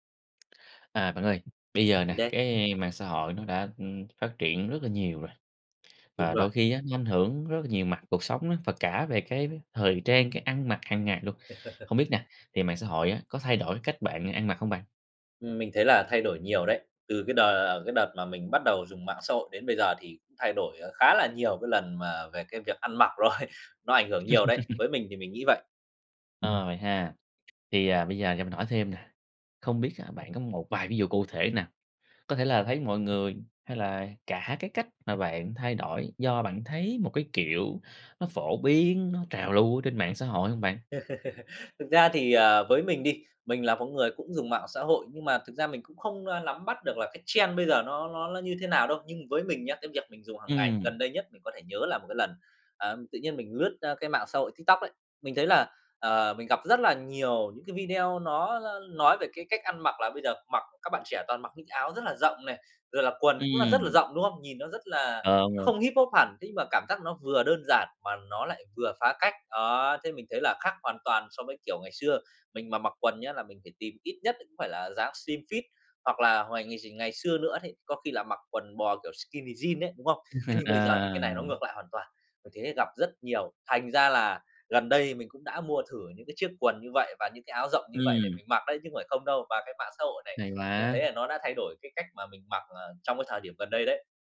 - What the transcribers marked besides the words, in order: other background noise; laugh; laughing while speaking: "rồi"; laugh; tapping; laugh; in English: "trend"; in English: "slim fit"; in English: "skinny"; laugh
- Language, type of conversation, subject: Vietnamese, podcast, Mạng xã hội thay đổi cách bạn ăn mặc như thế nào?